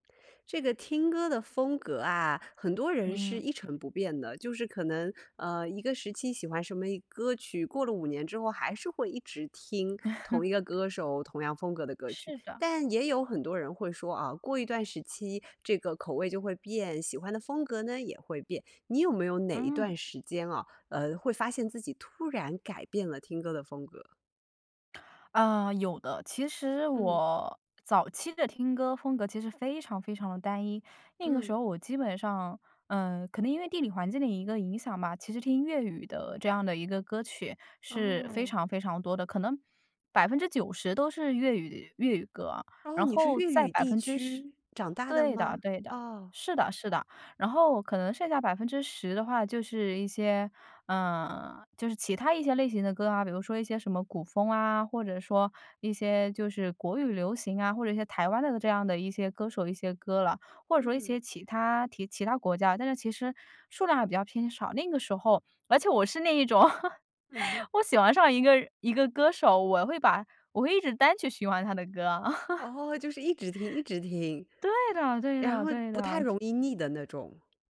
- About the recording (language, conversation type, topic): Chinese, podcast, 你有没有哪段时间突然大幅改变了自己的听歌风格？
- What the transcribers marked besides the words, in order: laugh; other background noise; laugh; laugh